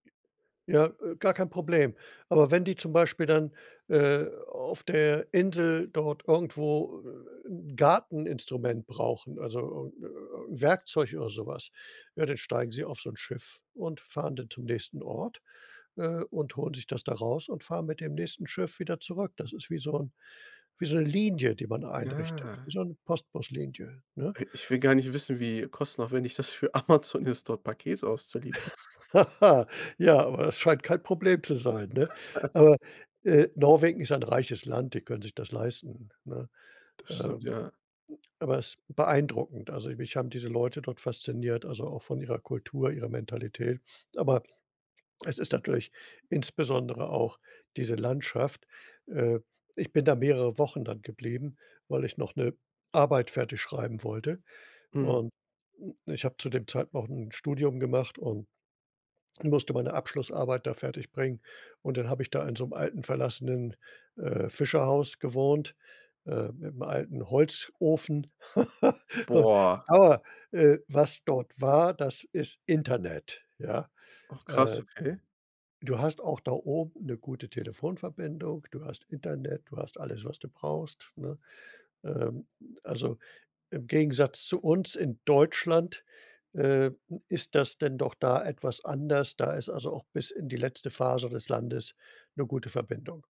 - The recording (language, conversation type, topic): German, podcast, Was war die eindrücklichste Landschaft, die du je gesehen hast?
- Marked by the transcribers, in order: other background noise; laughing while speaking: "für Amazon"; chuckle; chuckle; surprised: "Boah"; chuckle